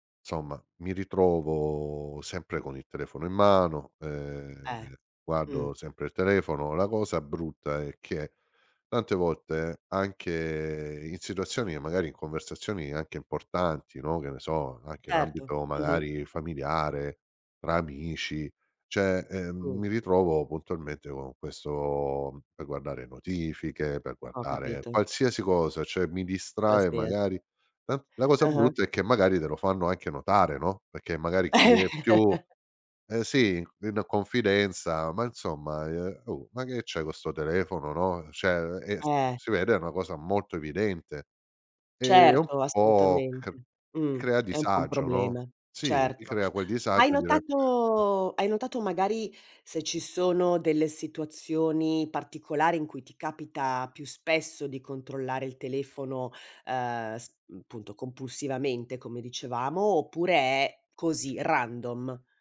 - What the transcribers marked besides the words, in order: "cioè" said as "ceh"; "cioè" said as "ceh"; chuckle; "cioè" said as "ceh"; unintelligible speech; in English: "random?"
- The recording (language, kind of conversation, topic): Italian, advice, Perché controllo compulsivamente lo smartphone durante conversazioni importanti?
- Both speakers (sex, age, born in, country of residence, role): female, 55-59, Italy, Italy, advisor; male, 50-54, Germany, Italy, user